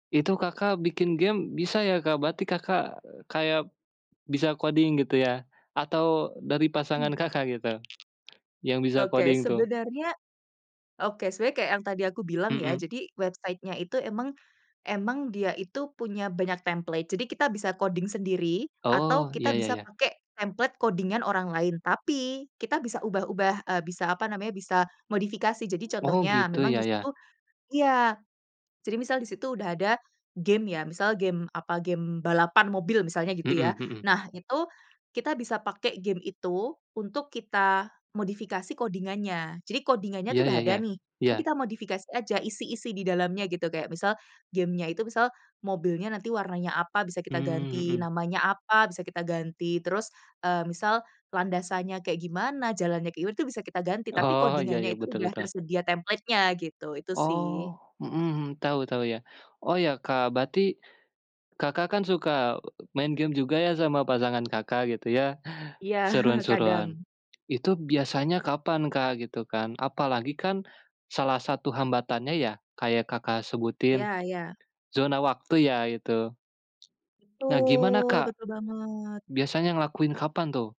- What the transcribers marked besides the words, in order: in English: "coding"; tapping; other background noise; in English: "coding"; in English: "website-nya"; in English: "coding"; in English: "coding-an"; in English: "coding-annya"; in English: "coding-annya"; unintelligible speech; in English: "coding-annya"; chuckle
- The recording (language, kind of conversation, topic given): Indonesian, podcast, Apa ritual sederhana yang membuat kalian merasa lebih dekat satu sama lain?